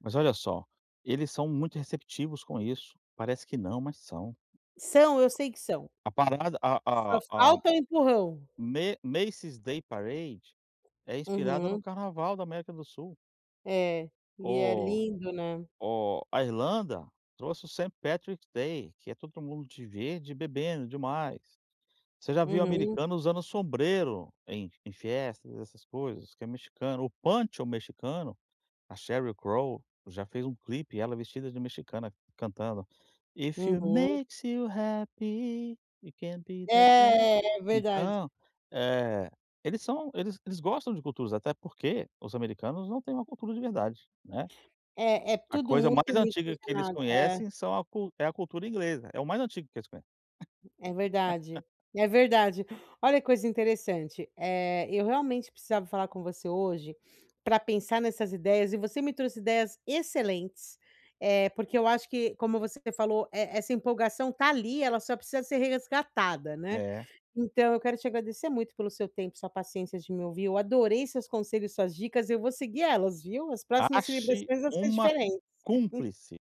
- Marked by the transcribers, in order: singing: "If it makes you happy, You can be"; in English: "If it makes you happy, You can be"; unintelligible speech; laugh; laugh
- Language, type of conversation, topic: Portuguese, advice, Como posso conciliar as tradições familiares com a minha identidade pessoal?